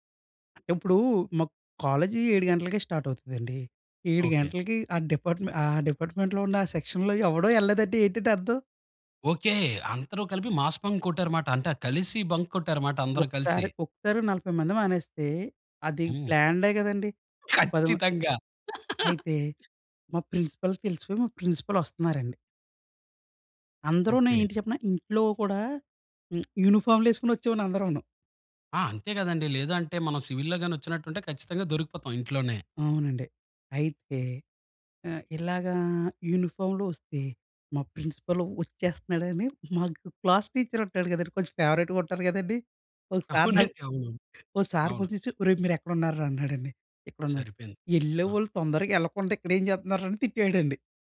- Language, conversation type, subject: Telugu, podcast, ప్రకృతిలో మీరు అనుభవించిన అద్భుతమైన క్షణం ఏమిటి?
- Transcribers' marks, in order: in English: "స్టార్ట్"; in English: "డిపార్ట్మెంట్"; in English: "డిపార్ట్మెంట్‌లో"; in English: "సెక్షన్‌లో"; in English: "మాస్ బంక్"; in English: "బంక్"; in English: "ప్లాన్డే"; laughing while speaking: "ఖచ్చితంగా"; tapping; in English: "ప్రిన్సిపల్‌కి"; in English: "ప్రిన్సిపల్"; in English: "సివిల్‌లో"; in English: "యూనిఫామ్‌లో"; in English: "ప్రిన్సిపల్"; laughing while speaking: "మాకు క్లాసు టీచరు ఉంటాడు కదండీ! … చేస్తున్నారా? అని తిట్టాడండి"; in English: "ఫేవరెట్‌గా"; in English: "సార్"; laughing while speaking: "అవునండి"